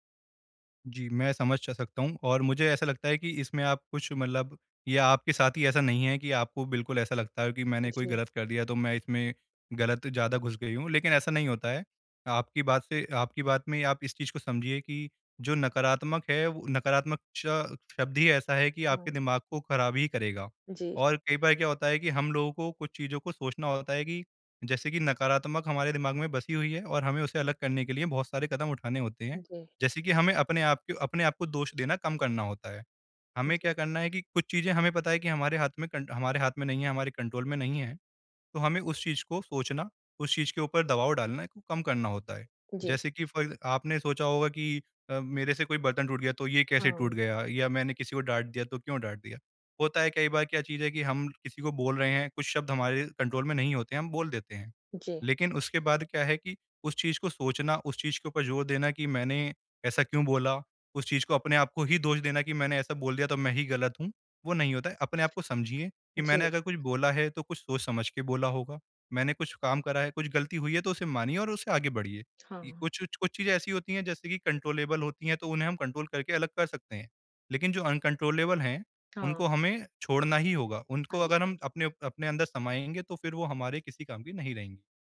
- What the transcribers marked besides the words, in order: in English: "कंट्रोल"; in English: "फॉर"; in English: "कंट्रोल"; in English: "कंट्रोलेबल"; in English: "कंट्रोल"; in English: "अनकंट्रोलेबल"
- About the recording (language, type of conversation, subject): Hindi, advice, मैं कैसे पहचानूँ कि कौन-सा तनाव मेरे नियंत्रण में है और कौन-सा नहीं?